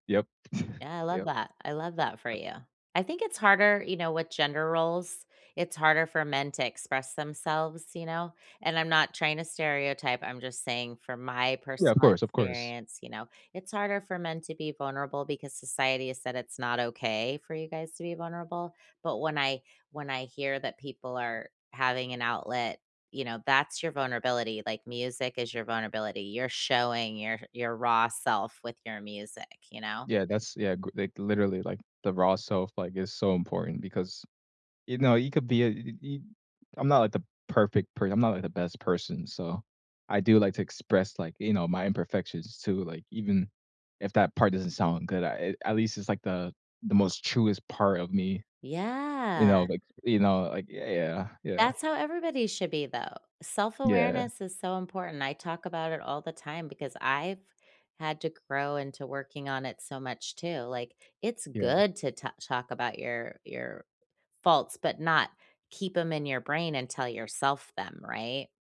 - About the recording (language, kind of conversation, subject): English, unstructured, As you've grown older, how has your understanding of loss, healing, and meaning evolved?
- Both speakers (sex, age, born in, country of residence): female, 45-49, United States, United States; male, 20-24, United States, United States
- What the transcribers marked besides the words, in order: chuckle; unintelligible speech; tapping; drawn out: "Yeah"